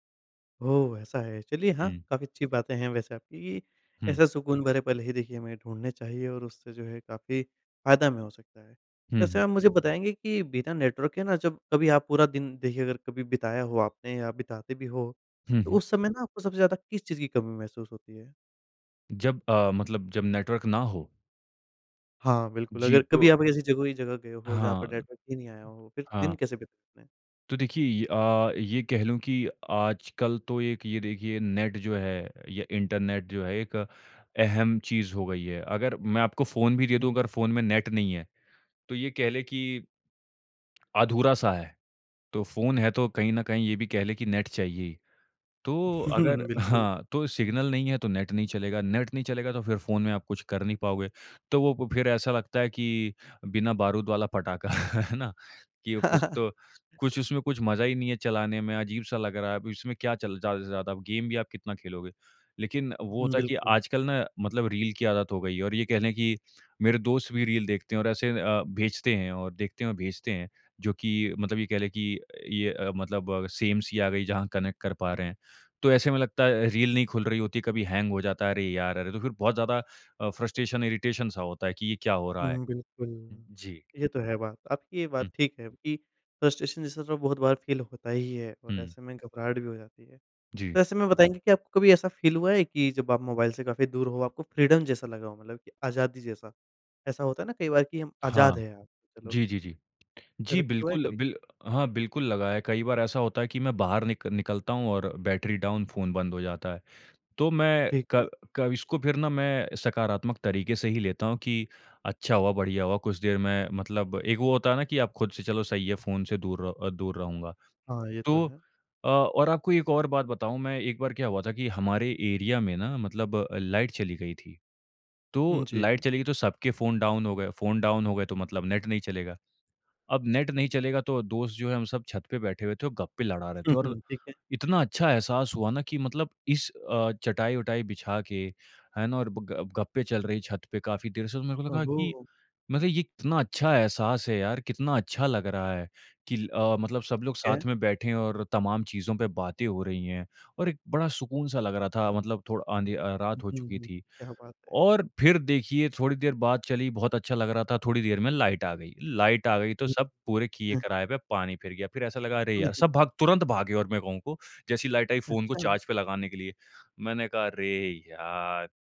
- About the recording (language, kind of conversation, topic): Hindi, podcast, बिना मोबाइल सिग्नल के बाहर रहना कैसा लगता है, अनुभव बताओ?
- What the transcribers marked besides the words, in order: laughing while speaking: "हाँ"; laugh; chuckle; laugh; in English: "गेम"; in English: "कनेक्ट"; in English: "फ्रस्ट्रेशन इरिटेशन"; in English: "फ्रस्ट्रेशन"; in English: "फील"; in English: "फील"; in English: "फ्रीडम"; in English: "डाउन"; in English: "एरिया"; in English: "लाइट"; in English: "लाइट"; in English: "डाउन"; in English: "डाउन"; tapping; in English: "लाइट"; in English: "लाइट"; unintelligible speech; chuckle; in English: "लाइट"